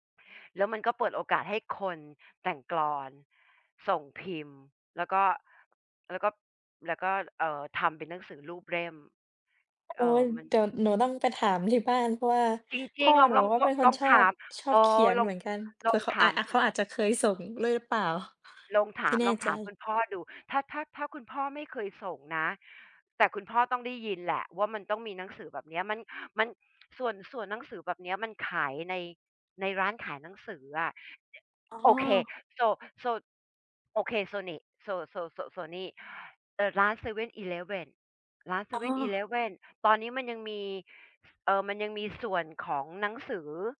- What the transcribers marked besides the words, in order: other background noise; tapping; in English: "So So"; in English: "So"; in English: "So So So"
- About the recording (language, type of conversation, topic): Thai, unstructured, คุณจะเปรียบเทียบหนังสือที่คุณชื่นชอบอย่างไร?